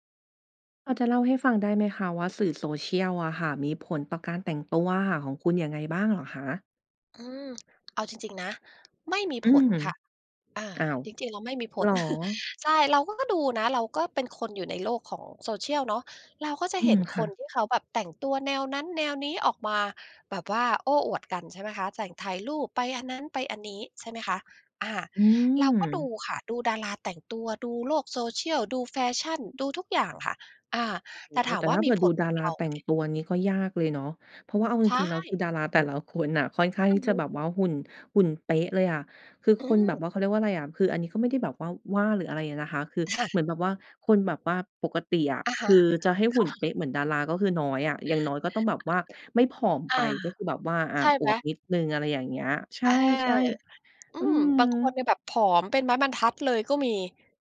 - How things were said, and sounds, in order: tapping; chuckle; wind; laughing while speaking: "ค่ะ"; other background noise
- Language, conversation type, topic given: Thai, podcast, สื่อสังคมออนไลน์มีผลต่อการแต่งตัวของคุณอย่างไร?